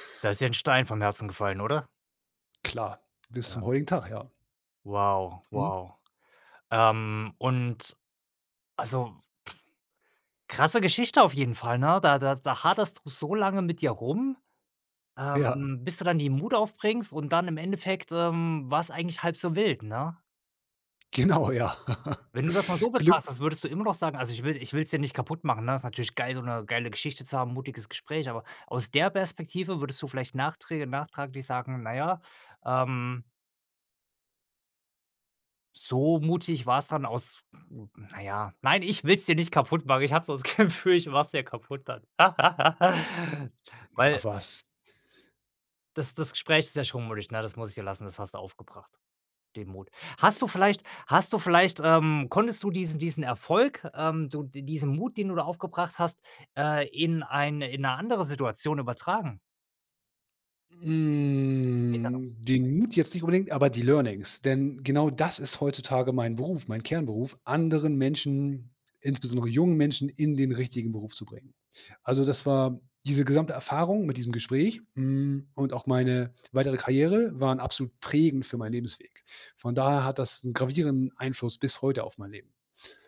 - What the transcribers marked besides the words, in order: other noise; laughing while speaking: "Genau, ja"; laugh; "nachträglich" said as "nachtraglich"; laughing while speaking: "Gefühl"; unintelligible speech; laugh; drawn out: "Hm"; in English: "Learnings"
- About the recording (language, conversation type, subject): German, podcast, Was war dein mutigstes Gespräch?